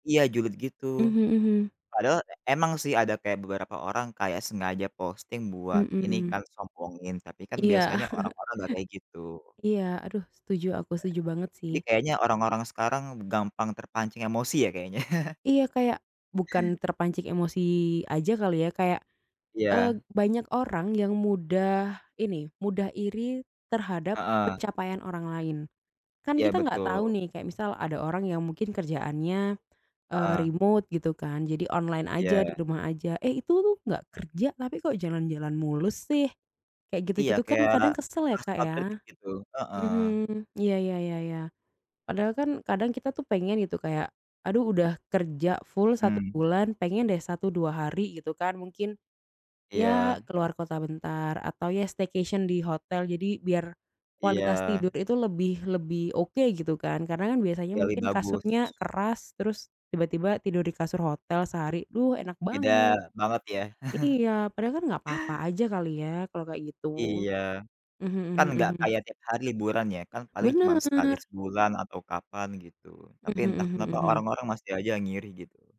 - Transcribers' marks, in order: chuckle; laughing while speaking: "kayaknya"; in English: "staycation"; chuckle
- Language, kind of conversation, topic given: Indonesian, unstructured, Mengapa banyak orang mengatakan bahwa bepergian itu buang-buang uang?